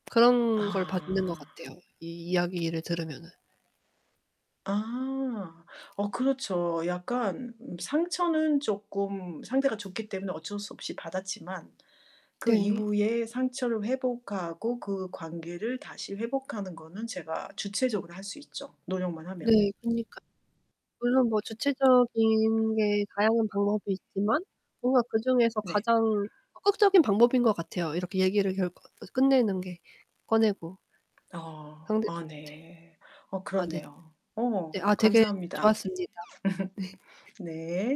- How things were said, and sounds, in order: static; other background noise; distorted speech; laughing while speaking: "네"; other noise; laugh
- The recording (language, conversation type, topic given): Korean, podcast, 관계에서 상처를 받았을 때는 어떻게 회복하시나요?